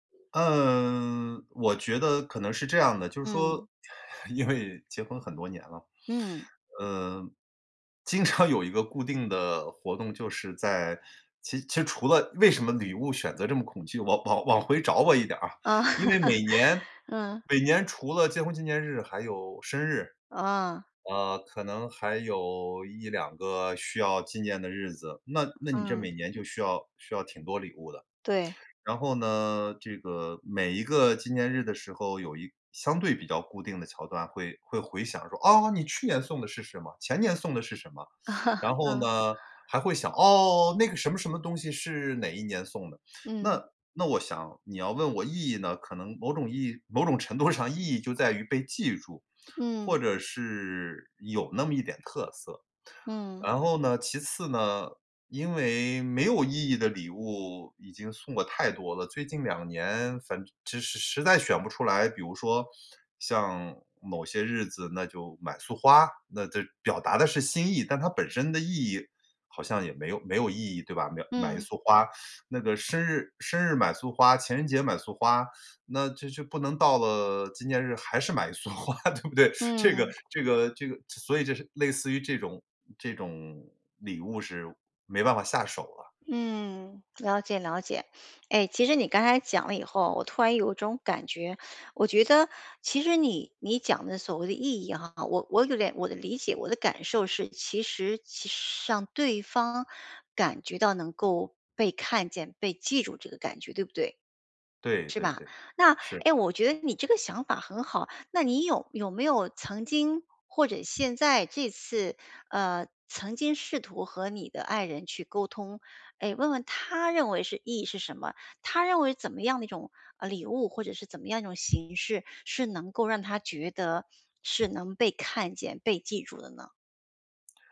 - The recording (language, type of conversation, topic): Chinese, advice, 我该怎么挑选既合适又有意义的礼物？
- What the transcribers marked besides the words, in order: laughing while speaking: "因为"; laughing while speaking: "常有"; laugh; other background noise; chuckle; laughing while speaking: "某种程度上"; laughing while speaking: "花，对不对"; tapping